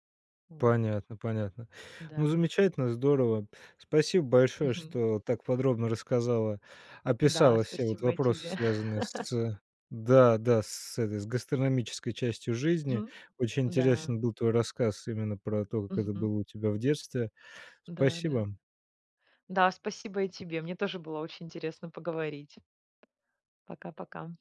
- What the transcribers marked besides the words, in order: tapping; chuckle
- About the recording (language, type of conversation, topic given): Russian, podcast, Какие блюда напоминают тебе детство?